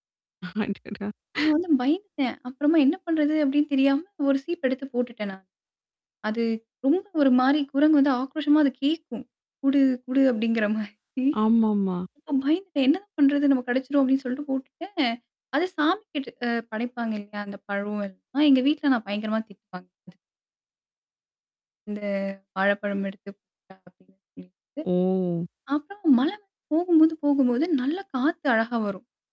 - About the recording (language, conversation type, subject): Tamil, podcast, குழந்தைப் பருவத்தில் இயற்கையுடன் உங்கள் தொடர்பு எப்படி இருந்தது?
- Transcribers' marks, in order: laughing while speaking: "அடடா"; distorted speech; static; laughing while speaking: "அப்படிங்கிற மாரி"; drawn out: "ஓ!"